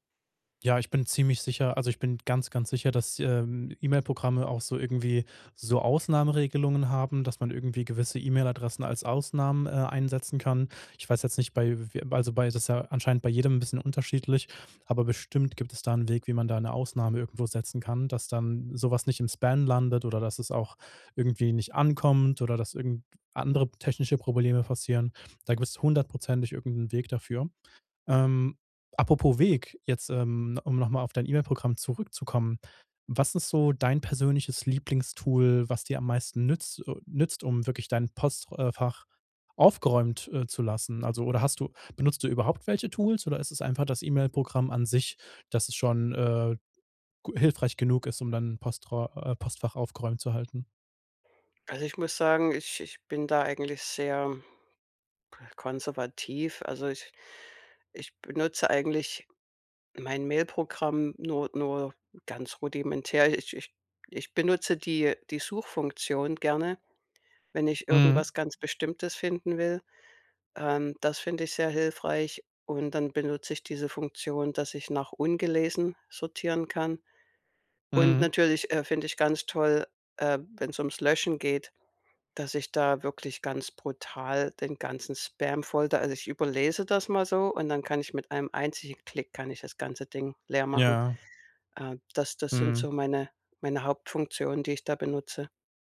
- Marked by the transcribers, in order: none
- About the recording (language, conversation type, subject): German, podcast, Wie hältst du dein E-Mail-Postfach dauerhaft aufgeräumt?